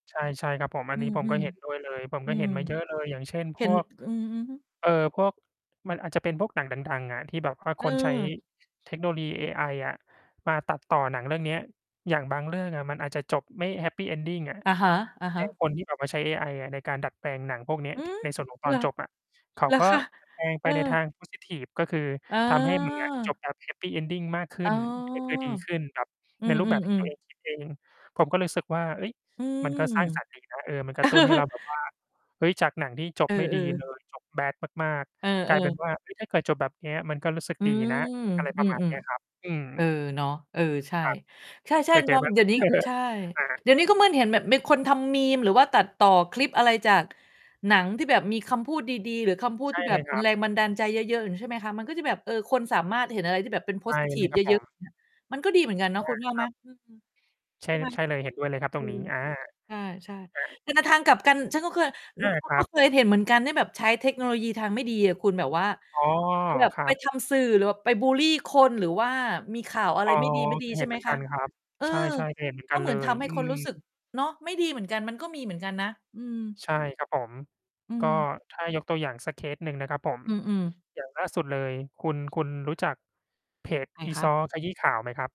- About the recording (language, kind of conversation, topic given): Thai, unstructured, คุณคิดว่าเทคโนโลยีสามารถช่วยสร้างแรงบันดาลใจในชีวิตได้ไหม?
- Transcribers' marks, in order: mechanical hum; distorted speech; tapping; laughing while speaking: "เหรอคะ ?"; in English: "พอซิทิฟ"; laugh; in English: "แบด"; "เหมือน" said as "เมื่อน"; chuckle; in English: "พอซิทิฟ"; other noise; static